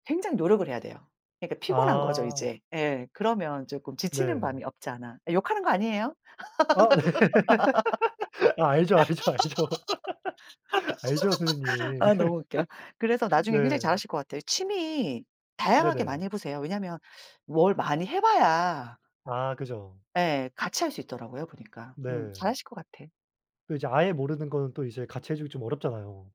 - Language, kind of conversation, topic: Korean, unstructured, 취미 때문에 가족과 다툰 적이 있나요?
- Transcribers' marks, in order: laughing while speaking: "네. 아 알죠, 알죠, 알죠"; laugh; laugh